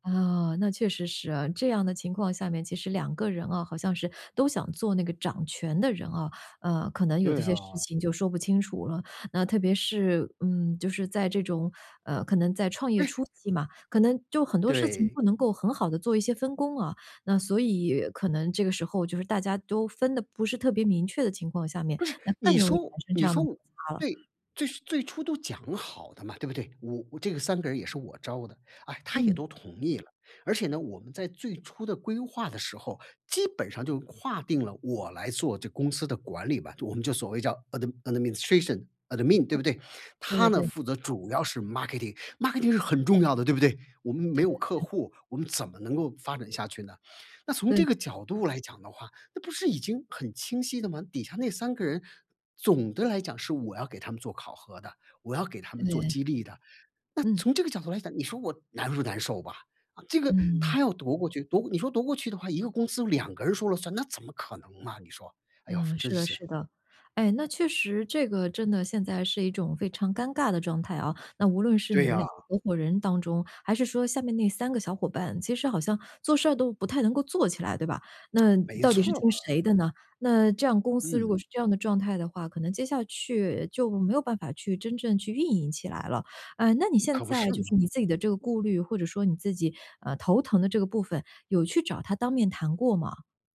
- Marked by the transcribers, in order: other background noise; in English: "ad adminstration admin"; in English: "marketing，marketing"; lip smack
- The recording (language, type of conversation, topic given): Chinese, advice, 我如何在创业初期有效组建并管理一支高效团队？